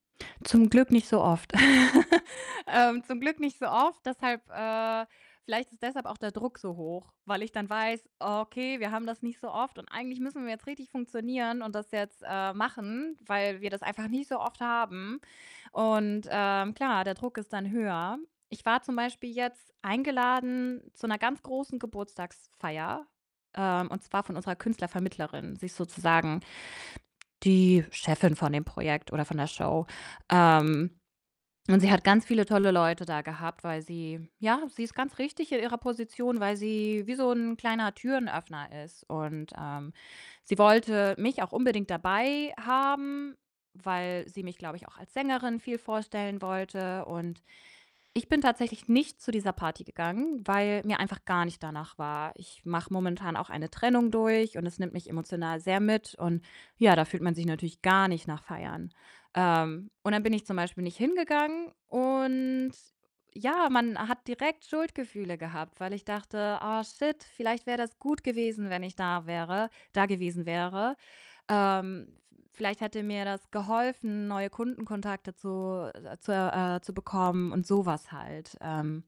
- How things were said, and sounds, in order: distorted speech; laugh; other background noise; drawn out: "und"; in English: "Shit"
- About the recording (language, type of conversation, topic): German, advice, Wie kann ich mit sozialen Ängsten auf Partys und Feiern besser umgehen?